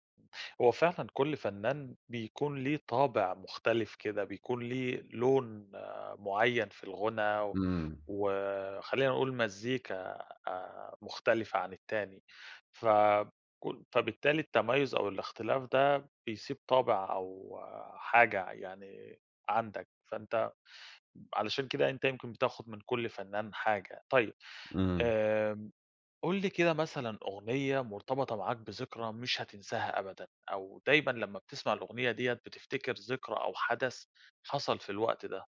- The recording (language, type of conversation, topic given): Arabic, podcast, إزاي بتختار أغنية تناسب مزاجك لما تكون زعلان أو فرحان؟
- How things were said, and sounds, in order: none